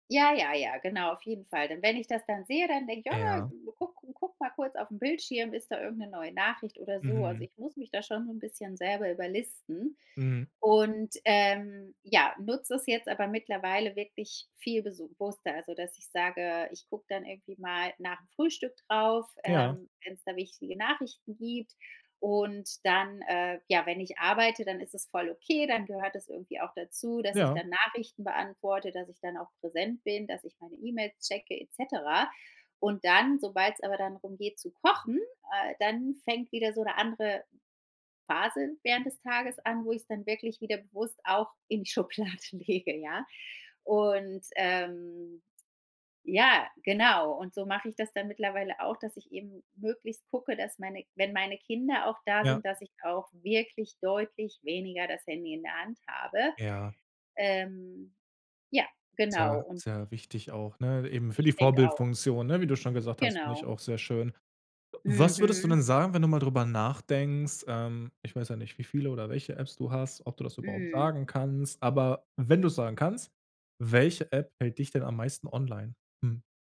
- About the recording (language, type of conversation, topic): German, podcast, Wie legst du digitale Pausen ein?
- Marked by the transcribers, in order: laughing while speaking: "Schublade lege"